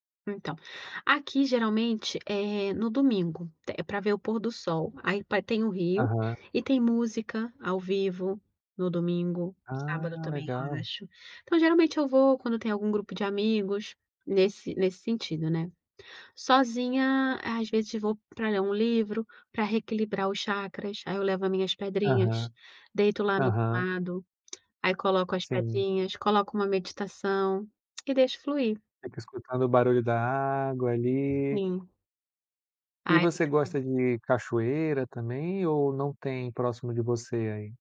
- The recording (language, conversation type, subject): Portuguese, podcast, Qual é a sua relação com o mar ou com os rios?
- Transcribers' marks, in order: tapping